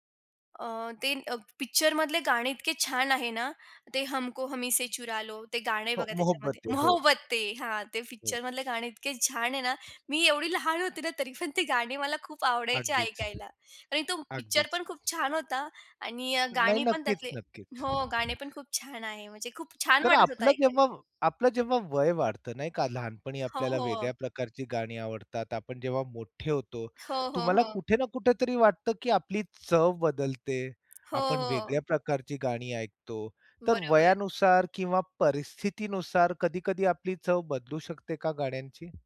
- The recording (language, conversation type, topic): Marathi, podcast, गाण्यांमधून तुम्हाला कोणती भावना सर्वात जास्त भिडते?
- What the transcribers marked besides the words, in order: other background noise; laughing while speaking: "मी एवढी लहान होते ना … खूप आवडायची ऐकायला"; background speech